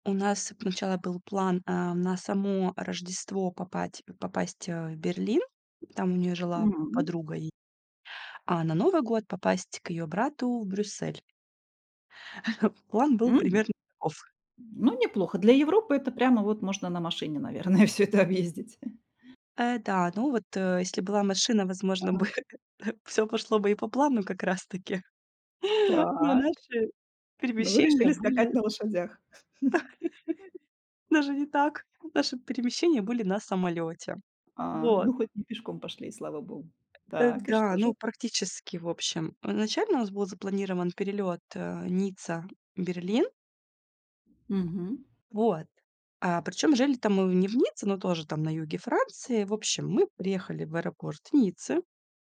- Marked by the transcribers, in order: chuckle; laughing while speaking: "наверное"; chuckle; laughing while speaking: "возможно бы"; chuckle; tapping
- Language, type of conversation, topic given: Russian, podcast, Расскажешь о поездке, в которой всё пошло совсем не по плану?